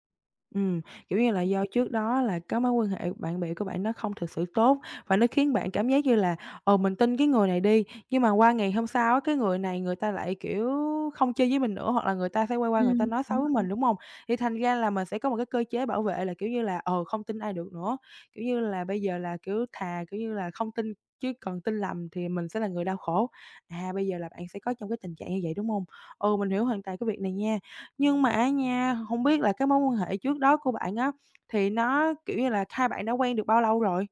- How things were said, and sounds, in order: tapping; unintelligible speech; other background noise
- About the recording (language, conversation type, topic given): Vietnamese, advice, Làm thế nào để xây dựng niềm tin ban đầu trong một mối quan hệ?